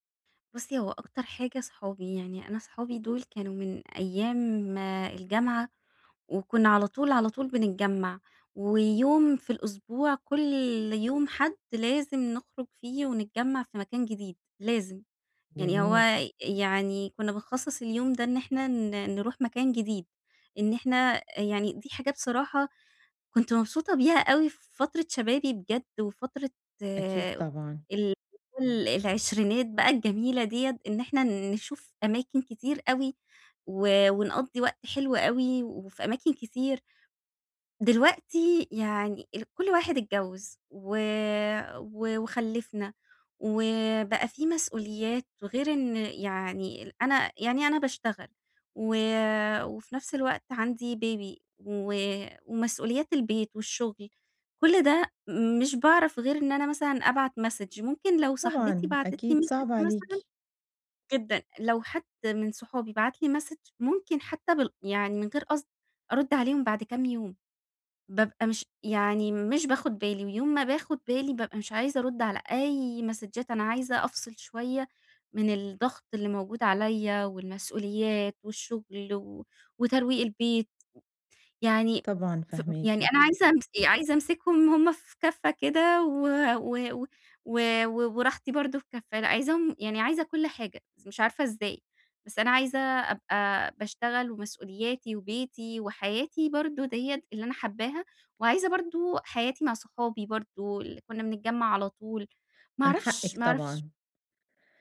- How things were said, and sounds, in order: tapping; in English: "baby"; in English: "message"; in English: "message"; in English: "message"; in English: "ماسدجات"
- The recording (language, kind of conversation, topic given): Arabic, advice, إزاي أقلّل استخدام الشاشات قبل النوم من غير ما أحس إني هافقد التواصل؟